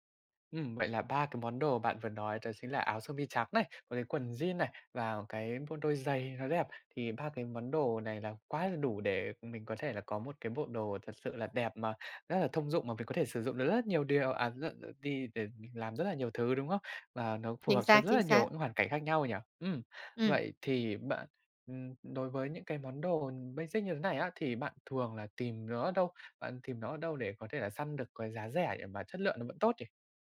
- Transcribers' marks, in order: in English: "basic"
- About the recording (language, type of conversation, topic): Vietnamese, podcast, Làm sao để phối đồ đẹp mà không tốn nhiều tiền?